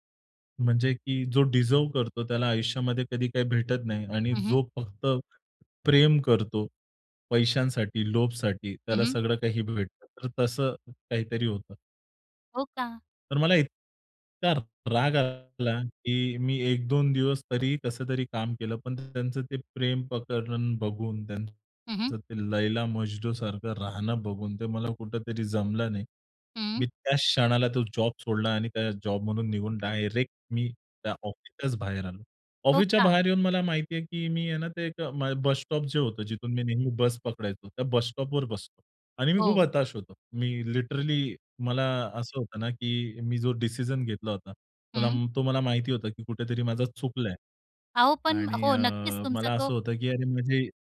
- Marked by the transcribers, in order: in English: "डिझर्व्ह"; angry: "इतका राग"; in English: "स्टॉप"; in English: "स्टॉपवर"; in English: "लिटरली"; in English: "डिसिजन"
- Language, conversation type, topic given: Marathi, podcast, रस्त्यावरील एखाद्या अपरिचिताने तुम्हाला दिलेला सल्ला तुम्हाला आठवतो का?